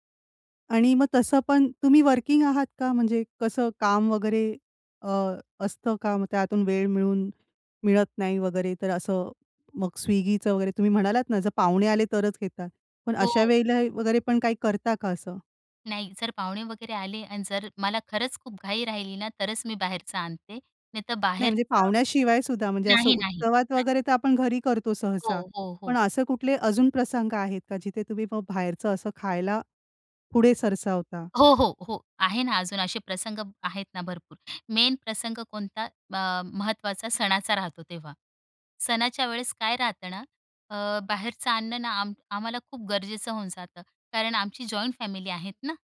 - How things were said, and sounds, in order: in English: "वर्किंग"; in English: "मेन"; in English: "जॉइंट फॅमिली"
- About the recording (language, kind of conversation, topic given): Marathi, podcast, कुटुंबातील खाद्य परंपरा कशी बदलली आहे?